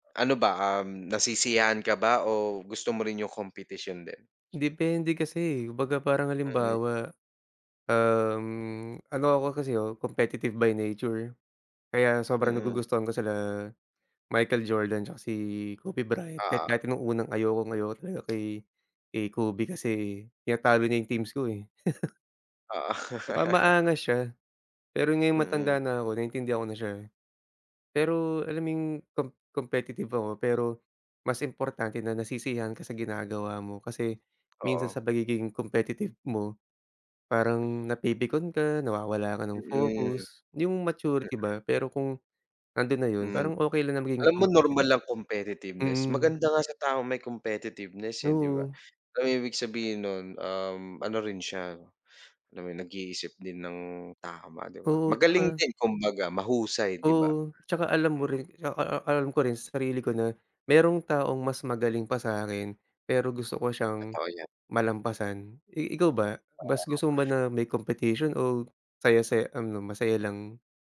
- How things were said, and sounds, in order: in English: "competitive by nature"; chuckle; laugh; in English: "competitiveness"; in English: "competitiveness"
- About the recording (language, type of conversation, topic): Filipino, unstructured, Ano ang pinakamasayang bahagi ng paglalaro ng isports para sa’yo?